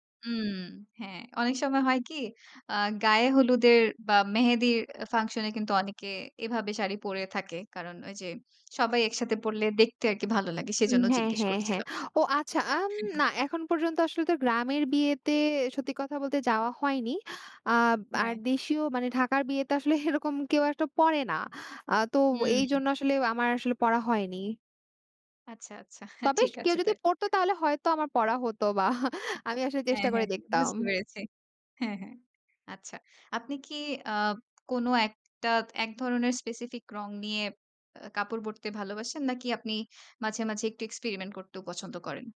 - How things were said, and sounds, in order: in English: "function"; chuckle; laughing while speaking: "এরকম"; chuckle; in English: "specific"; in English: "experiment"
- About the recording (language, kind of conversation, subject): Bengali, podcast, উৎসবের সময় আপনার পোশাক-আশাকে কী কী পরিবর্তন আসে?